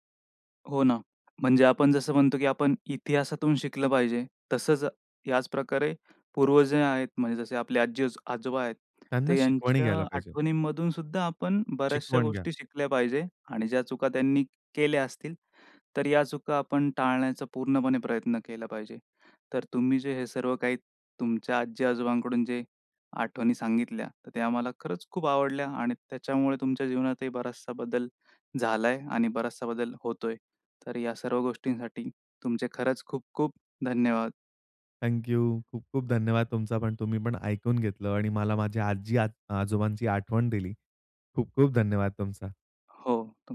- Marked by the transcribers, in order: tapping; other street noise
- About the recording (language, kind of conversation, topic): Marathi, podcast, तुझ्या पूर्वजांबद्दल ऐकलेली एखादी गोष्ट सांगशील का?